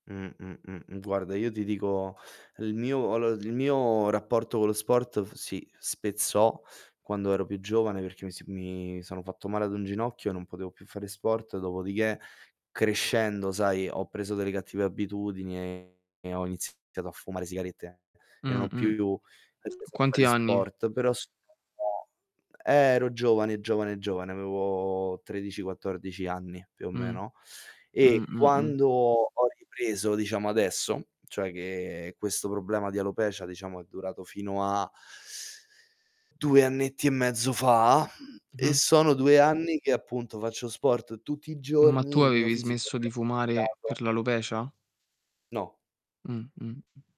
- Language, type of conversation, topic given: Italian, unstructured, Come può lo sport aiutare a gestire lo stress quotidiano?
- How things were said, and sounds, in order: static; tapping; distorted speech; unintelligible speech; unintelligible speech